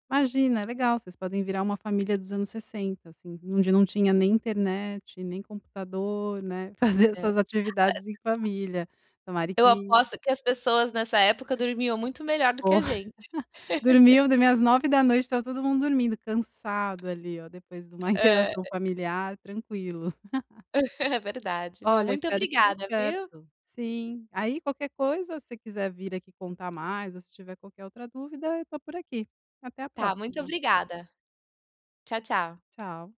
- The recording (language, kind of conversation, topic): Portuguese, advice, Como posso equilibrar entretenimento digital e descanso saudável?
- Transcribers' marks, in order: tapping; unintelligible speech; laugh; laugh